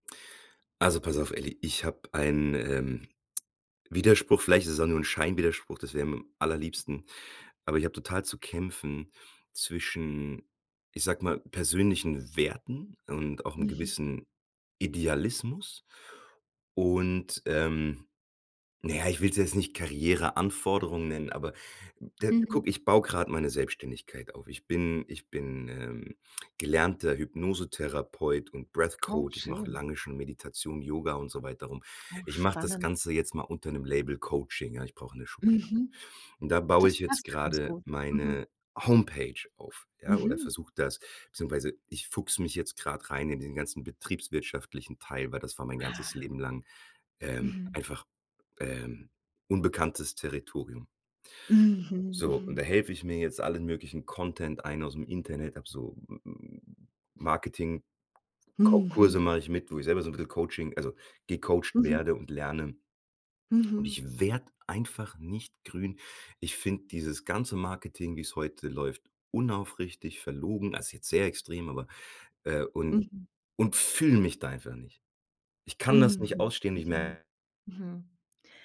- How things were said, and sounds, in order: stressed: "Werten"; in English: "Breath Coach"; stressed: "fühle"
- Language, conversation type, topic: German, advice, Wie gehst du mit einem Konflikt zwischen deinen persönlichen Werten und den Anforderungen deiner Karriere um?